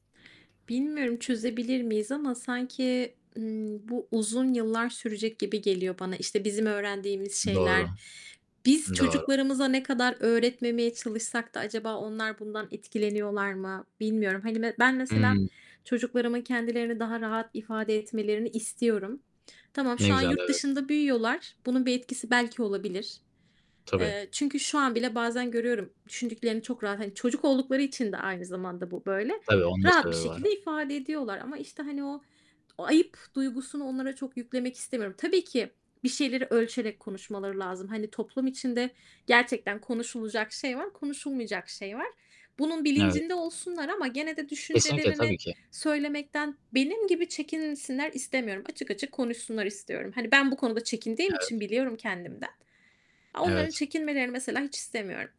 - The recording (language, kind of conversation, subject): Turkish, unstructured, Topluluk içinde gerçek benliğimizi göstermemiz neden zor olabilir?
- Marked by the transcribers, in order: mechanical hum; distorted speech; static; other background noise